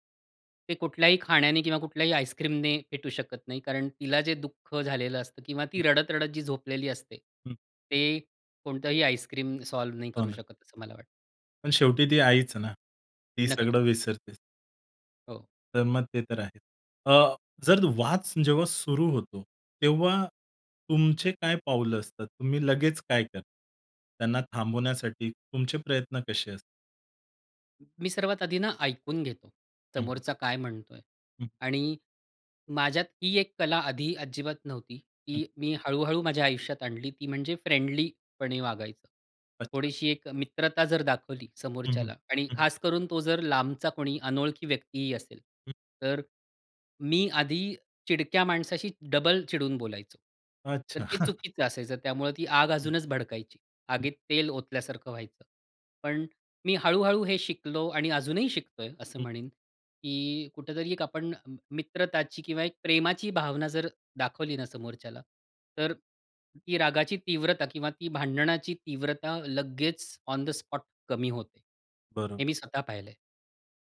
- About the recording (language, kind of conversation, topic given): Marathi, podcast, वाद वाढू न देता आपण स्वतःला शांत कसे ठेवता?
- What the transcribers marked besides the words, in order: "वाद" said as "वाच"; other background noise; in English: "फ्रेंडलीपणे"; chuckle; tapping; in English: "ऑन द स्पॉट"